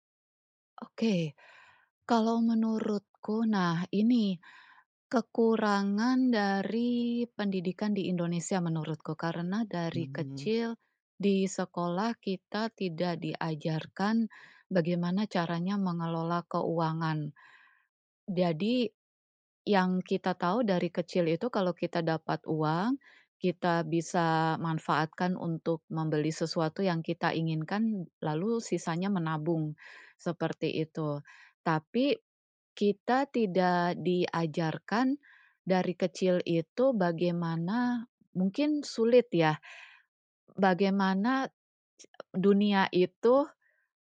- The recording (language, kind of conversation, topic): Indonesian, podcast, Gimana caramu mengatur keuangan untuk tujuan jangka panjang?
- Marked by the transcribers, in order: tapping